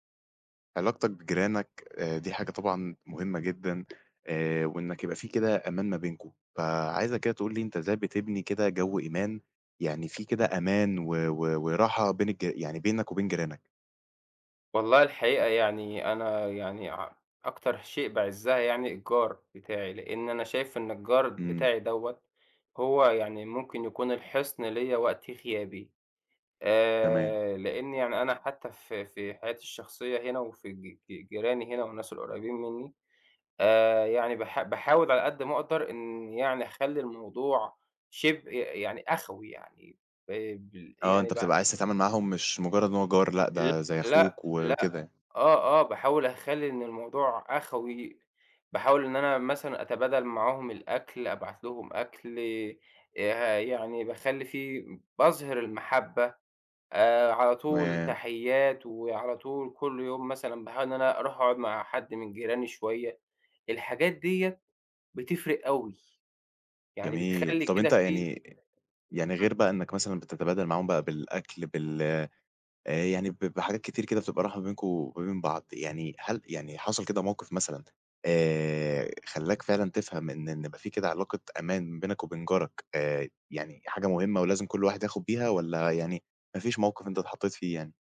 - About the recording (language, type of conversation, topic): Arabic, podcast, إزاي نبني جوّ أمان بين الجيران؟
- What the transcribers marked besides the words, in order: none